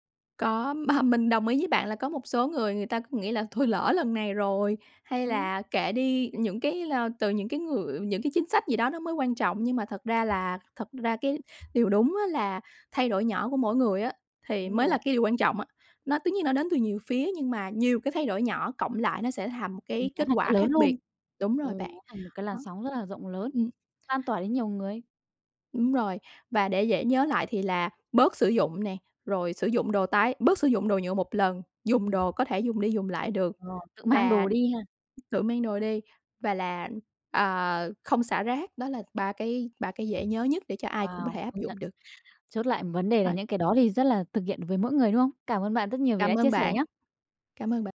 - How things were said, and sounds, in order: laughing while speaking: "mà"; tapping; unintelligible speech
- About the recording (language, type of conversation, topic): Vietnamese, podcast, Bạn làm gì để hạn chế đồ nhựa dùng một lần khi đi ăn?